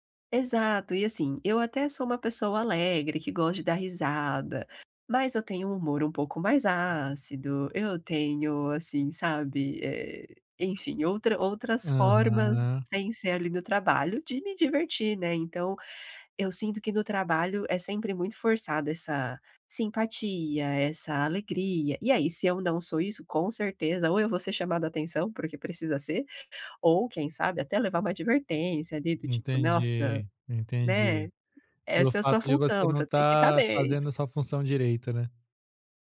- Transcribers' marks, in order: none
- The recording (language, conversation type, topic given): Portuguese, advice, Como posso equilibrar minha máscara social com minha autenticidade?